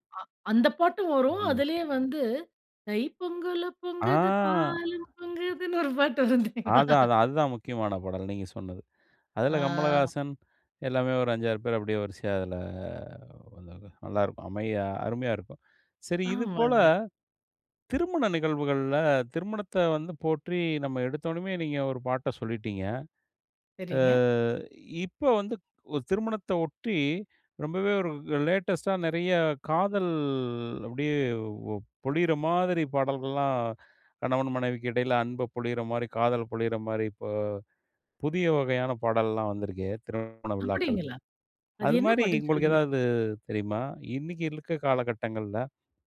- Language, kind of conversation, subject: Tamil, podcast, விழா அல்லது திருமணம் போன்ற நிகழ்ச்சிகளை நினைவூட்டும் பாடல் எது?
- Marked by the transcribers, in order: other background noise; singing: "தைப்பொங்கலும், பொங்குது, பாலும் பொங்குதுன்னு"; laughing while speaking: "ஒரு பாட்டு வரும் தெரியுமா?"; in English: "லேடஸ்டா"; drawn out: "காதல்"